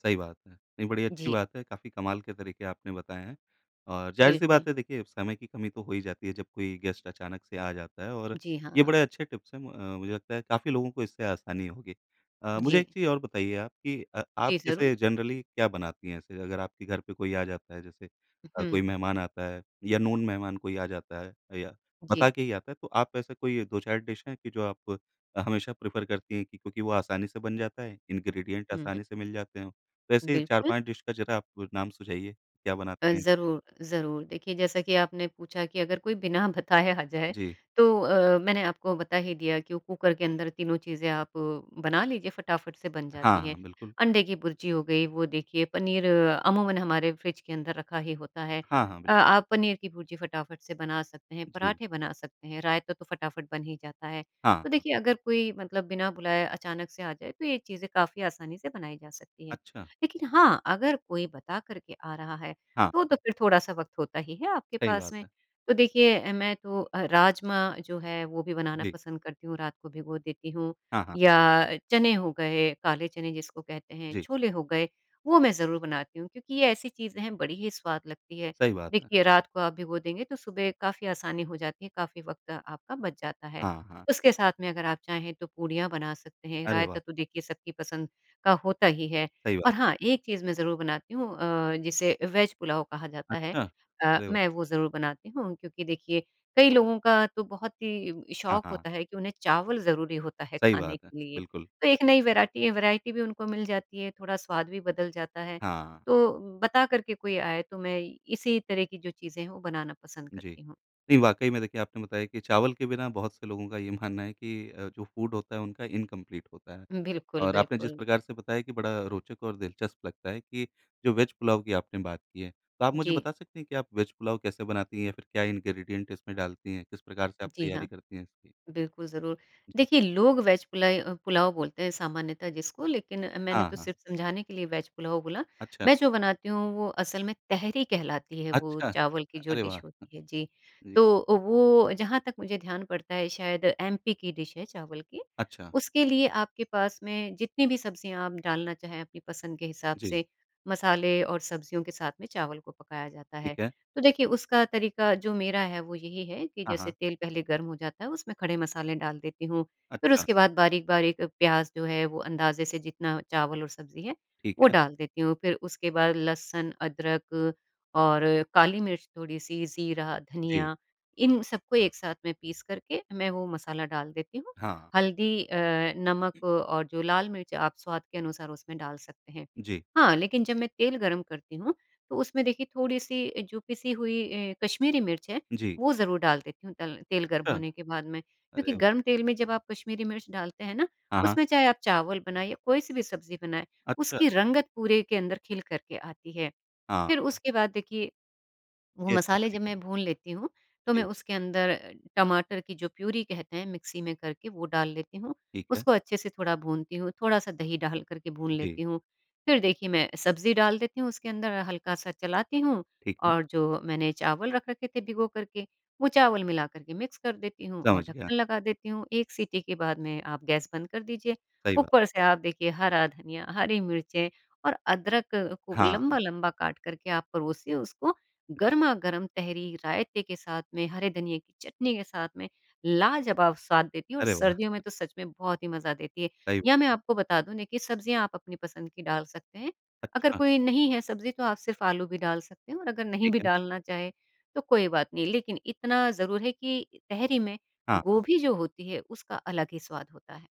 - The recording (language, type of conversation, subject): Hindi, podcast, खाना जल्दी बनाने के आसान सुझाव क्या हैं?
- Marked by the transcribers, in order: in English: "गेस्ट"; in English: "टिप्स"; tapping; in English: "जनरली"; in English: "नोन"; in English: "डिश"; in English: "प्रेफ़र"; in English: "इंग्रीडिएंट"; in English: "डिश"; laughing while speaking: "बिना बताए आ जाए"; in English: "वैराटी वैरायटी"; laughing while speaking: "मानना"; in English: "फूड"; in English: "इनकंप्लीट"; in English: "इंग्रीडिएंट"; in English: "डिश"; in English: "प्यूरी"; in English: "मिक्स"; other background noise